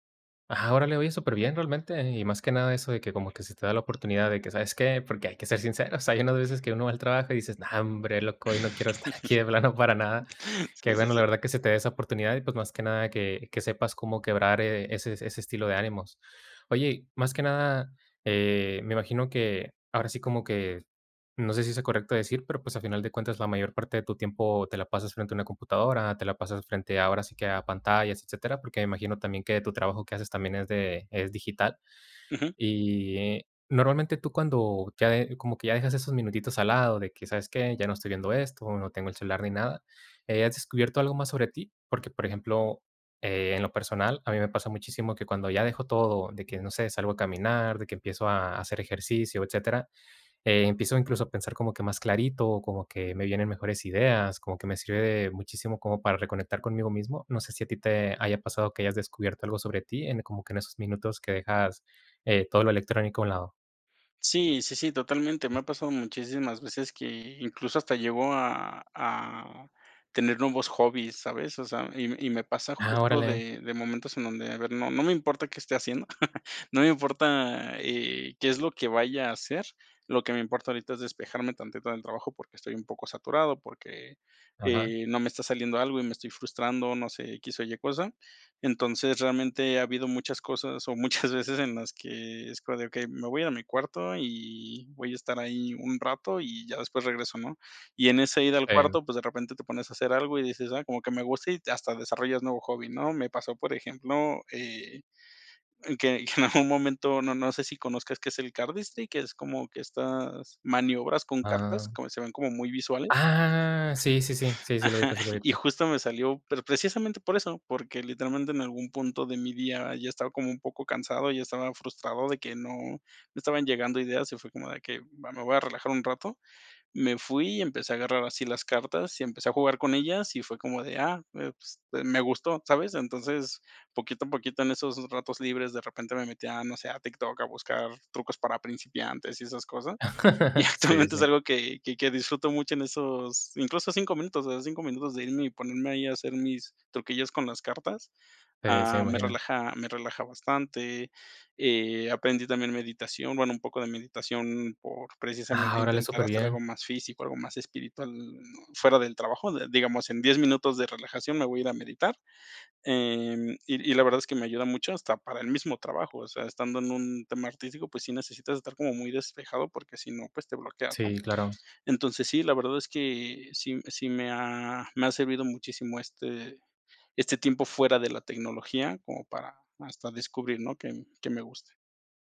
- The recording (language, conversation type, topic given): Spanish, podcast, ¿Qué trucos tienes para desconectar del celular después del trabajo?
- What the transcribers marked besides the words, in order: other background noise; laugh; laughing while speaking: "aquí"; chuckle; laughing while speaking: "muchas"; laughing while speaking: "que"; in English: "cardistry"; chuckle; laugh; laughing while speaking: "Y actualmente"